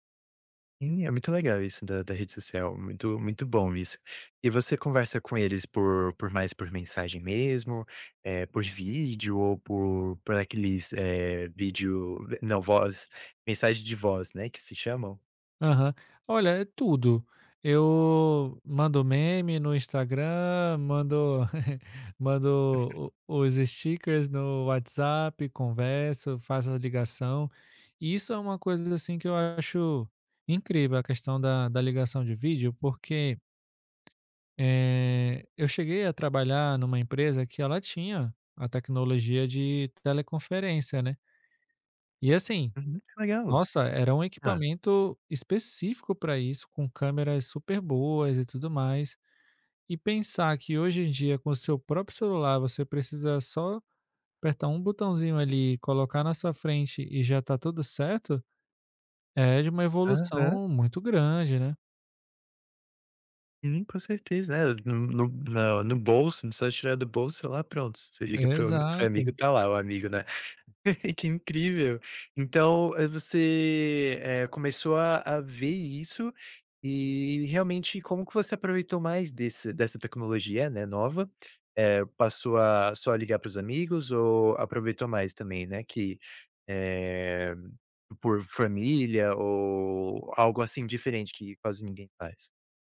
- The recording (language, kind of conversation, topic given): Portuguese, podcast, Como o celular e as redes sociais afetam suas amizades?
- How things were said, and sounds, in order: chuckle; tapping; chuckle